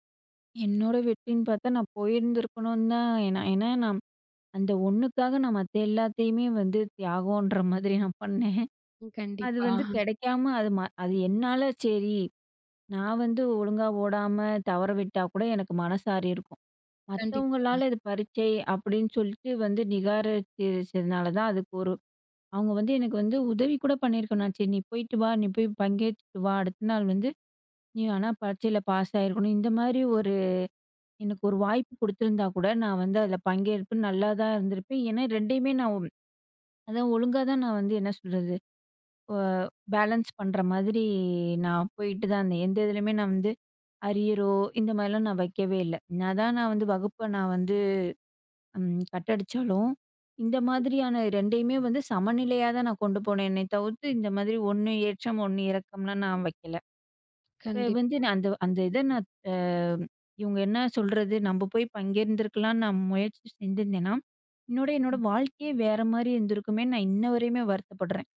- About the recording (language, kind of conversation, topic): Tamil, podcast, நீ உன் வெற்றியை எப்படி வரையறுக்கிறாய்?
- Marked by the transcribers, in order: chuckle; "நிராகரிச்சதுனால" said as "நிகாரச்சதுனால"; other noise; "பங்கேத்திருக்கலாம்ன்னு" said as "பங்கேந்திருக்கலாம்ன்னு"